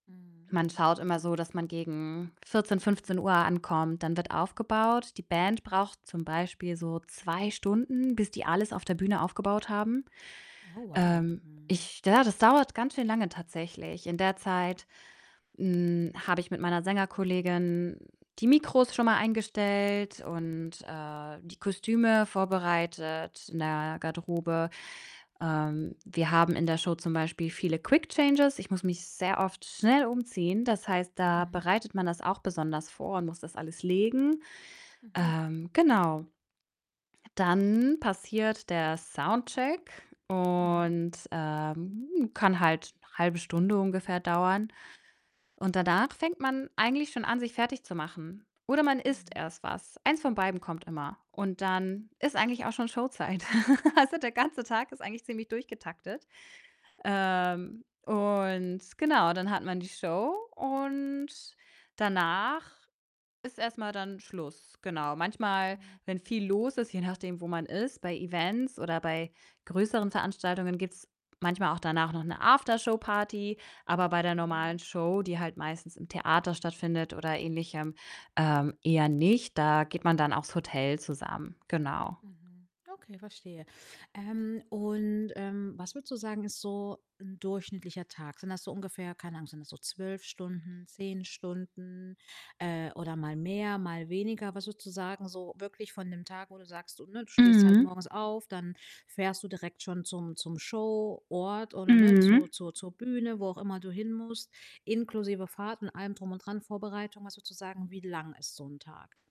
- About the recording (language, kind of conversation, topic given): German, advice, Wie kann ich nach der Arbeit oder in Stresssituationen besser abschalten?
- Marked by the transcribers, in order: distorted speech; other background noise; in English: "Quick Changes"; tapping; unintelligible speech; other noise; static; giggle; laughing while speaking: "je nachdem"